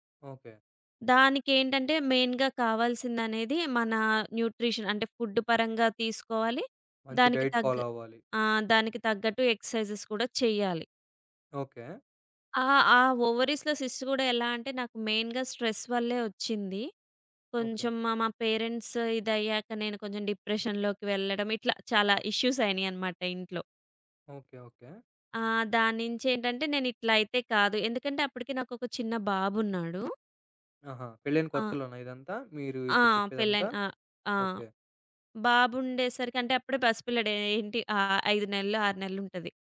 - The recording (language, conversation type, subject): Telugu, podcast, ఒత్తిడి సమయంలో ధ్యానం మీకు ఎలా సహాయపడింది?
- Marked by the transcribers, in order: in English: "మెయిన్‌గా"; in English: "న్యూట్రిషన్"; in English: "ఫుడ్"; in English: "డైట్ ఫాలో"; in English: "ఎక్సర్‌సైజ్"; in English: "ఓవరీస్‌లో సిస్ట్"; in English: "మెయిన్‌గా స్ట్రెస్"; in English: "పేరెంట్స్"; in English: "డిప్రెషన్"; in English: "ఇష్యూస్"; other background noise